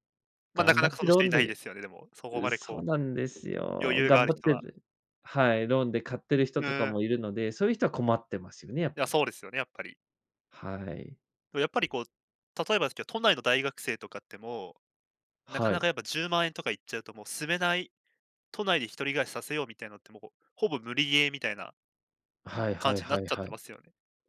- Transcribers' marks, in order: unintelligible speech; other background noise
- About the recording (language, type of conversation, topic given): Japanese, podcast, 家を買うか賃貸にするかは、どうやって決めればいいですか？
- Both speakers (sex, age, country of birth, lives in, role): male, 20-24, Japan, Japan, host; male, 30-34, Japan, Japan, guest